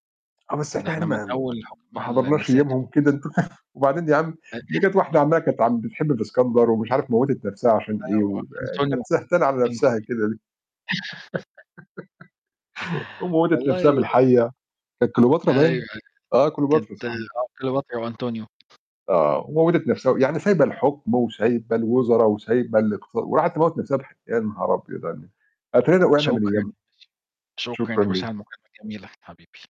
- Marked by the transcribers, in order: tapping; distorted speech; laughing while speaking: "أنت فاهم"; unintelligible speech; laugh; laugh; giggle; static; unintelligible speech
- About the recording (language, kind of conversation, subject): Arabic, unstructured, إيه رأيك في دور الست في المجتمع دلوقتي؟